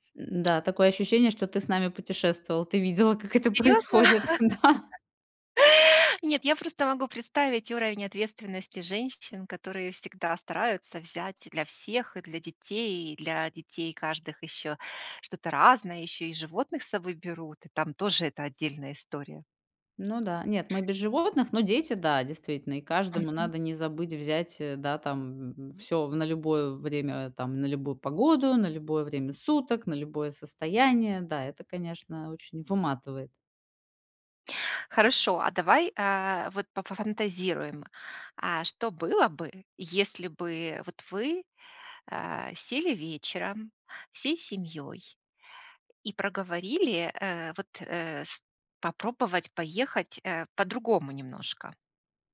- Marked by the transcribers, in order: joyful: "Серьезно?"; laughing while speaking: "как это происходит, да"; laugh; other background noise
- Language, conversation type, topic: Russian, advice, Как мне меньше уставать и нервничать в поездках?